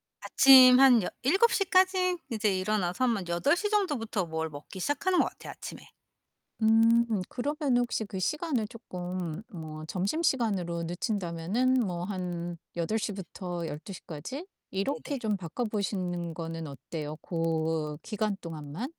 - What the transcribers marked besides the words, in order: distorted speech
- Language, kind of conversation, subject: Korean, advice, 여행이나 주말에 일정이 바뀌어 루틴이 흐트러질 때 스트레스를 어떻게 관리하면 좋을까요?